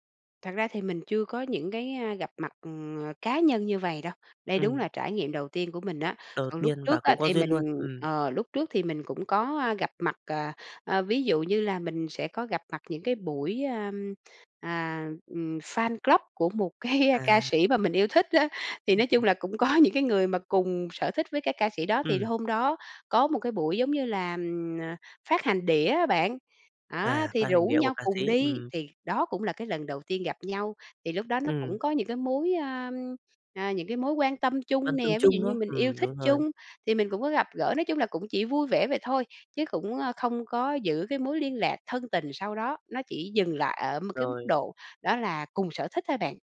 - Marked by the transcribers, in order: laughing while speaking: "club"; laughing while speaking: "cái"; laughing while speaking: "có"; tapping
- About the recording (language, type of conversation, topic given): Vietnamese, podcast, Làm sao để chuyển một tình bạn trên mạng thành mối quan hệ ngoài đời?